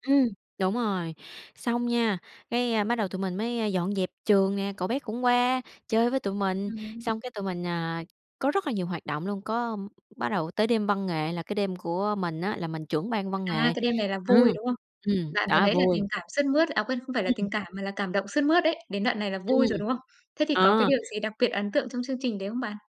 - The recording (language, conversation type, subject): Vietnamese, podcast, Bạn có thể kể về trải nghiệm làm tình nguyện cùng cộng đồng của mình không?
- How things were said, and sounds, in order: tapping; other background noise